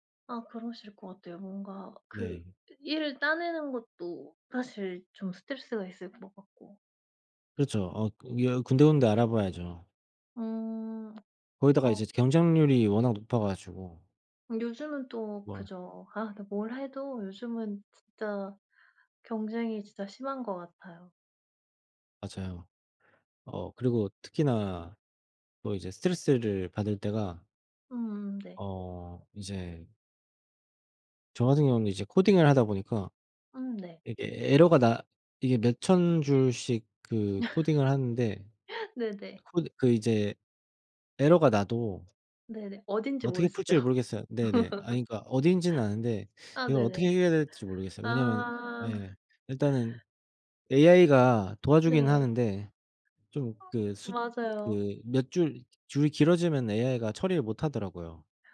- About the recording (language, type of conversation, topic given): Korean, unstructured, 취미가 스트레스 해소에 어떻게 도움이 되나요?
- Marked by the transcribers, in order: in English: "에러가"; laugh; in English: "에러가"; tapping; laugh; other background noise